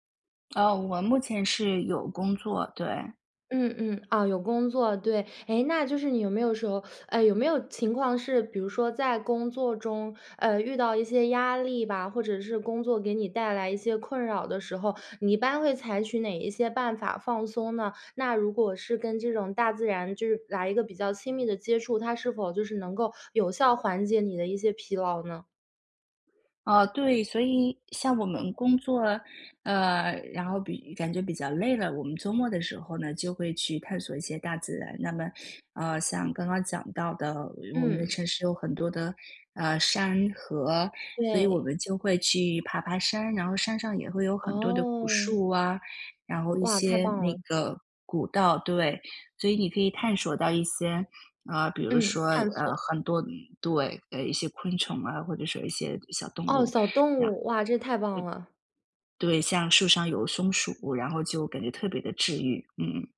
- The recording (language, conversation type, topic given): Chinese, podcast, 城市里怎么找回接触大自然的机会？
- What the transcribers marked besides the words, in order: other background noise; teeth sucking; "探索" said as "探烁"